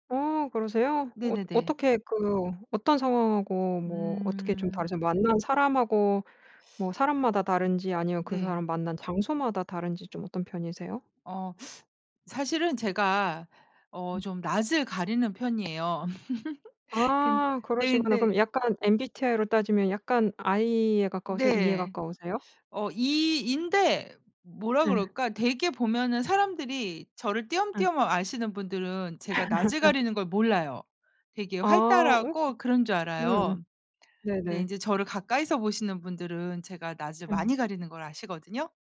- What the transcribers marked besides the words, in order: other background noise; other noise; tapping; laugh; laugh
- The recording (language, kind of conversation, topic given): Korean, podcast, 처음 만난 사람과 자연스럽게 친해지려면 어떻게 해야 하나요?